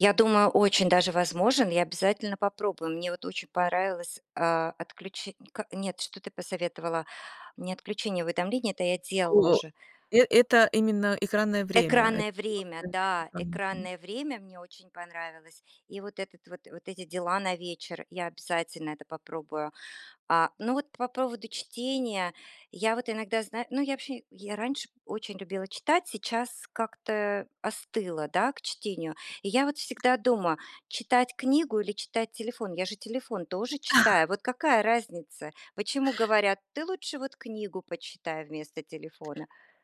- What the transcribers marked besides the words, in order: tapping; chuckle
- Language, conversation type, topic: Russian, advice, Как сократить экранное время перед сном, чтобы быстрее засыпать и лучше высыпаться?